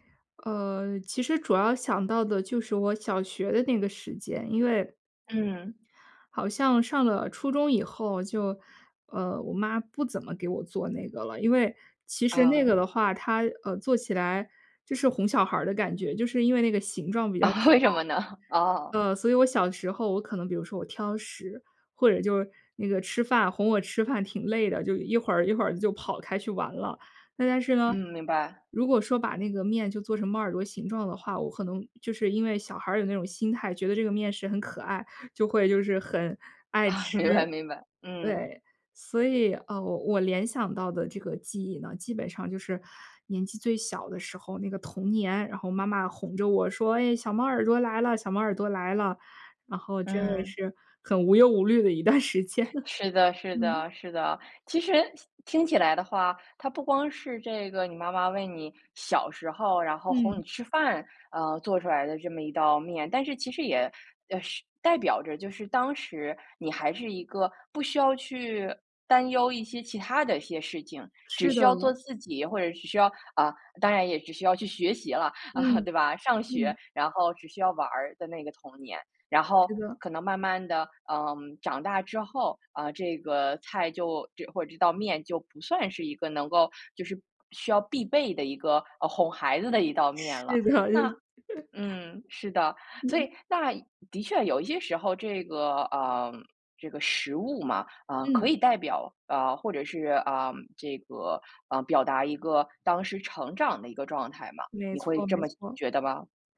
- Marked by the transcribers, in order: laugh; laughing while speaking: "为什么呢？"; chuckle; joyful: "明白 明白"; tapping; laughing while speaking: "一段时间了"; chuckle; laughing while speaking: "的，就"; laugh
- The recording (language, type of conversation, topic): Chinese, podcast, 你能分享一道让你怀念的童年味道吗？